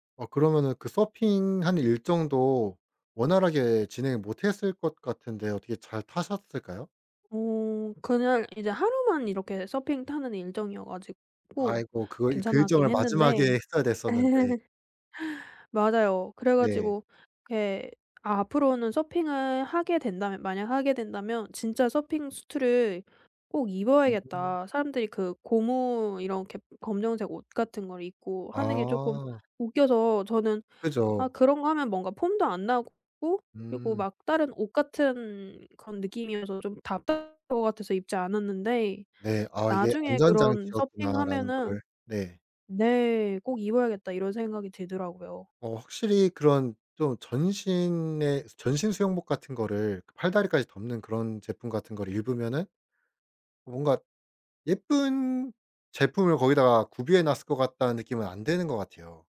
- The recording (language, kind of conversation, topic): Korean, podcast, 친구와 여행 갔을 때 웃긴 사고가 있었나요?
- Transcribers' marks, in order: tapping; laugh; other background noise